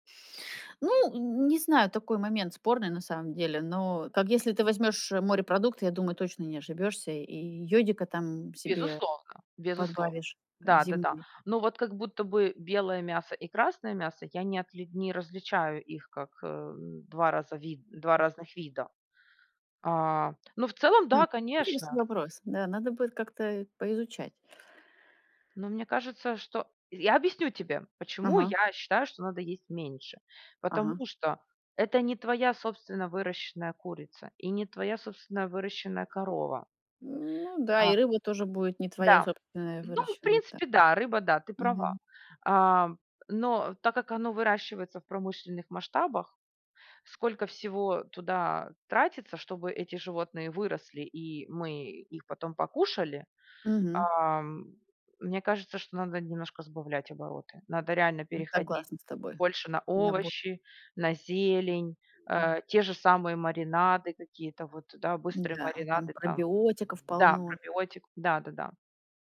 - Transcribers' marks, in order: other background noise
- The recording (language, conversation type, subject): Russian, podcast, Как сезонность влияет на наш рацион и блюда?